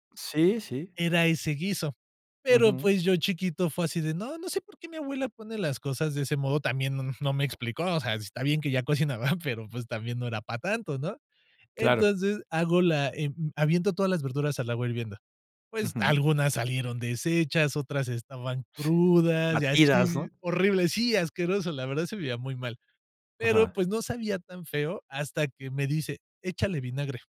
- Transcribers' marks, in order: none
- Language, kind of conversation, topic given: Spanish, podcast, ¿Qué pasatiempo te apasiona y cómo empezaste a practicarlo?
- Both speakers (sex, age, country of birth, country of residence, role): male, 30-34, Mexico, Mexico, guest; male, 55-59, Mexico, Mexico, host